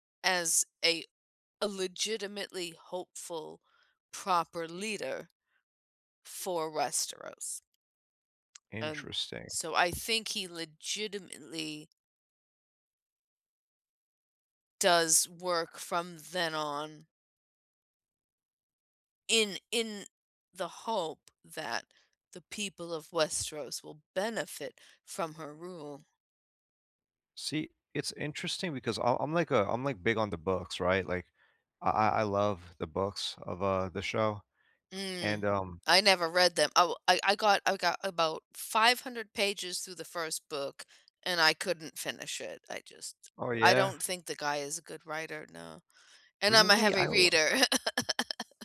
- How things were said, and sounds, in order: tapping; laugh
- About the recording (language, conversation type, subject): English, unstructured, How do movies handle moral gray areas well or poorly, and which film left you debating the characters’ choices?
- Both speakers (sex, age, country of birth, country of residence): female, 40-44, United States, United States; male, 30-34, United States, United States